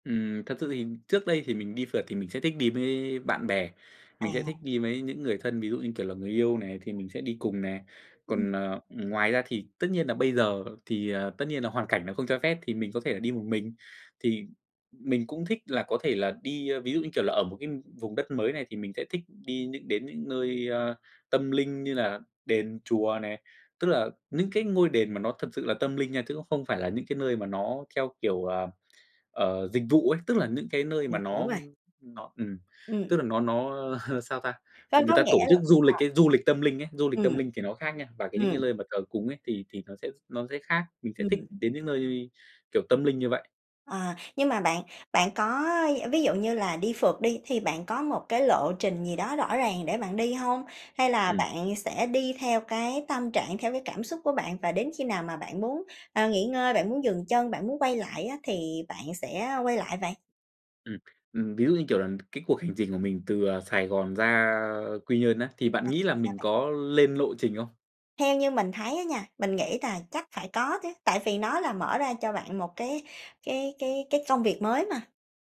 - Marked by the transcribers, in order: other background noise; laugh; tapping; horn
- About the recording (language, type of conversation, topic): Vietnamese, podcast, Sở thích nào giúp bạn giảm căng thẳng hiệu quả nhất?